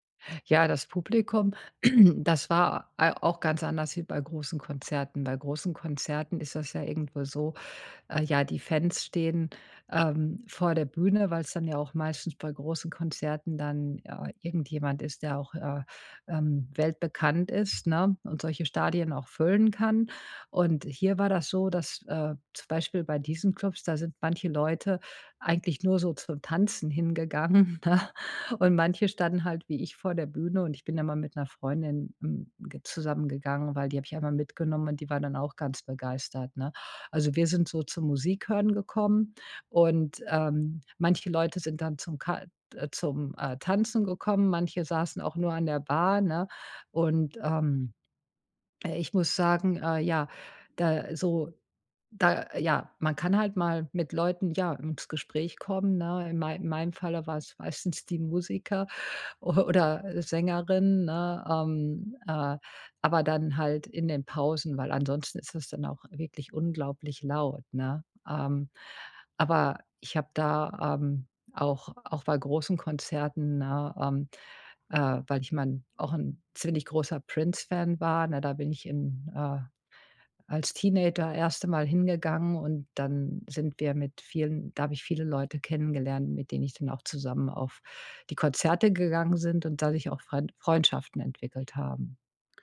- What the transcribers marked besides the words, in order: throat clearing; laughing while speaking: "hingegangen, ne?"
- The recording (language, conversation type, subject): German, podcast, Was macht ein Konzert besonders intim und nahbar?